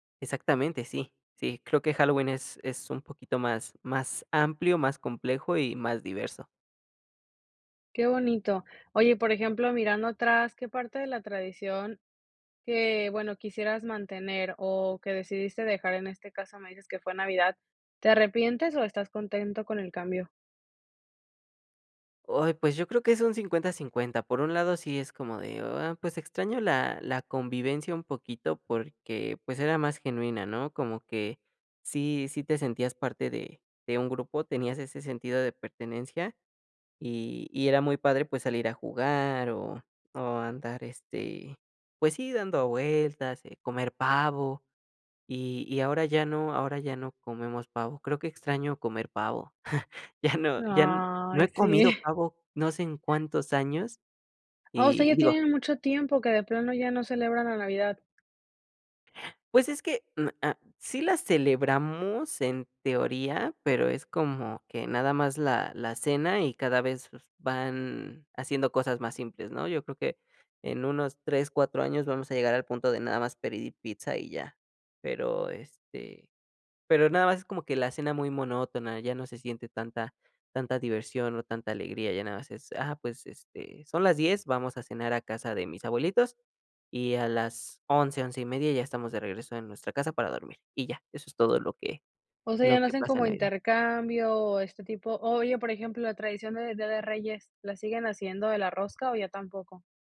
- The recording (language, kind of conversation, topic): Spanish, podcast, ¿Has cambiado alguna tradición familiar con el tiempo? ¿Cómo y por qué?
- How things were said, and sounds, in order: drawn out: "Ay"; chuckle; other background noise